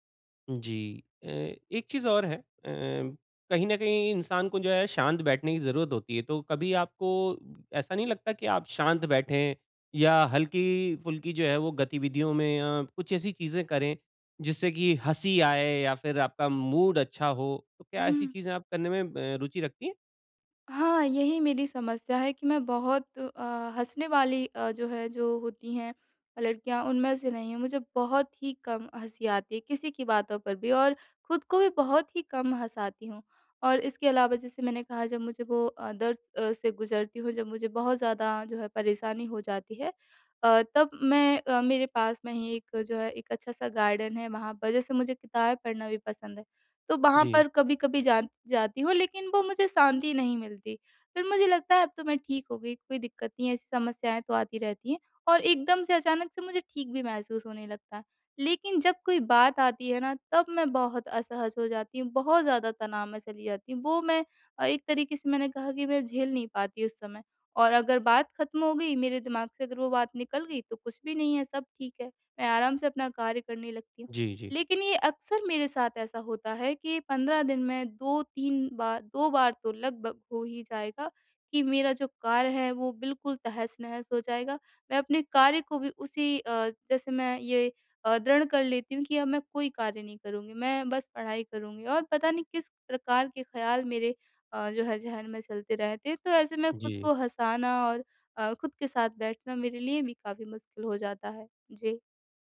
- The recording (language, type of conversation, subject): Hindi, advice, मैं आज तनाव कम करने के लिए कौन-से सरल अभ्यास कर सकता/सकती हूँ?
- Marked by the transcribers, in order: in English: "मूड"; in English: "गार्डन"